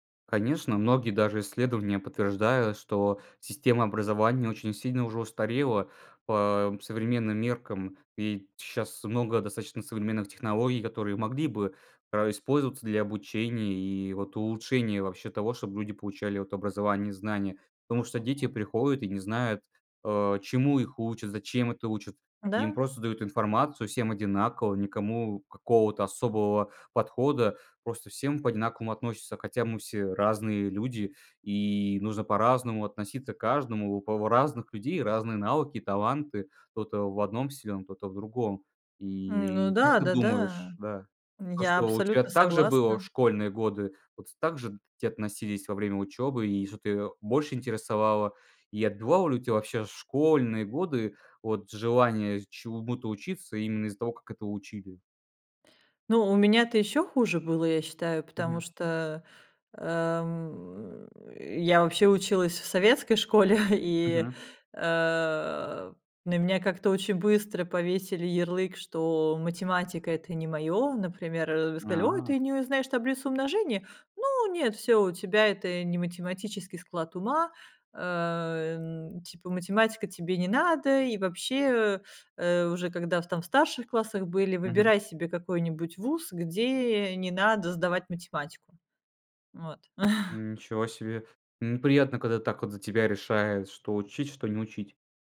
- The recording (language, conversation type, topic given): Russian, podcast, Что, по‑твоему, мешает учиться с удовольствием?
- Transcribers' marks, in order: chuckle; put-on voice: "Ой, ты не у знаешь … математический склад ума"; chuckle